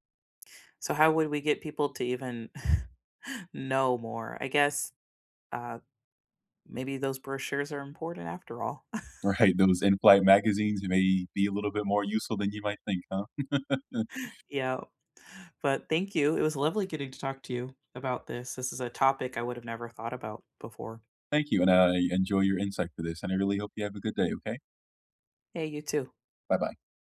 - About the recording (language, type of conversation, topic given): English, unstructured, What do you think about tourists who litter or damage places?
- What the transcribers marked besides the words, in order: chuckle; laughing while speaking: "Right"; chuckle; laugh